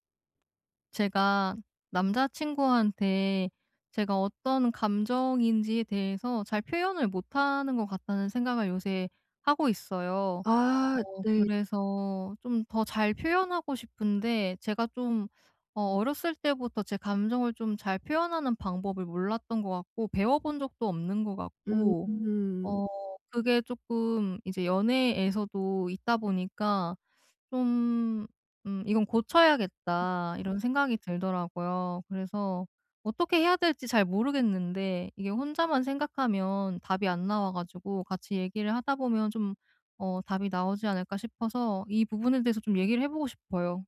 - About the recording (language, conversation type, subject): Korean, advice, 파트너에게 내 감정을 더 잘 표현하려면 어떻게 시작하면 좋을까요?
- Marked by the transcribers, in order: other background noise